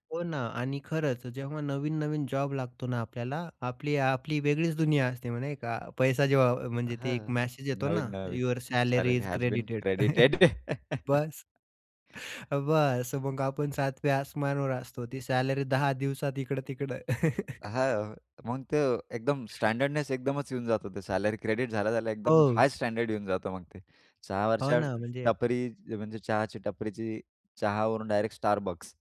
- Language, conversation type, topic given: Marathi, podcast, पैसे वाचवायचे की खर्च करायचे, याचा निर्णय तुम्ही कसा घेता?
- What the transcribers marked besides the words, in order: other background noise; in English: "सॅलरी हॅज बीन क्रेडिटेड"; in English: "यूअर सॅलरी इज क्रेडिटेड"; laugh; chuckle; laugh; laughing while speaking: "बस मग आपण सातव्या आसमानावर असतो. ती सॅलरी दहा दिवसात इकडं-तिकडं"; chuckle; other noise